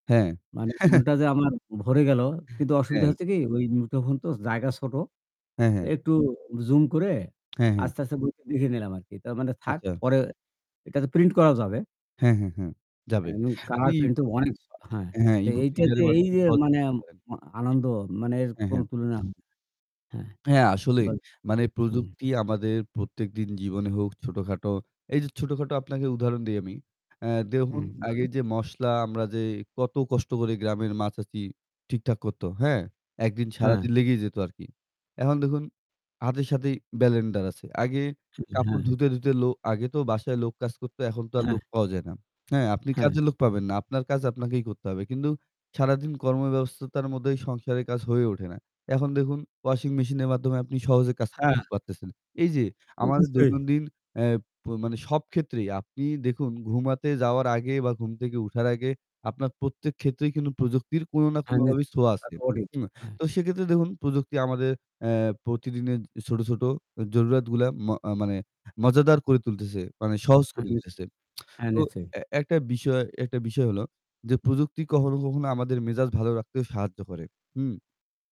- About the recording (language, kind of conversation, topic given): Bengali, unstructured, আপনার জীবনে প্রযুক্তি কীভাবে আনন্দ এনেছে?
- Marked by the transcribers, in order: static; chuckle; other background noise; distorted speech; "ব্লেন্ডার" said as "ব্যালেন্ডার"; tsk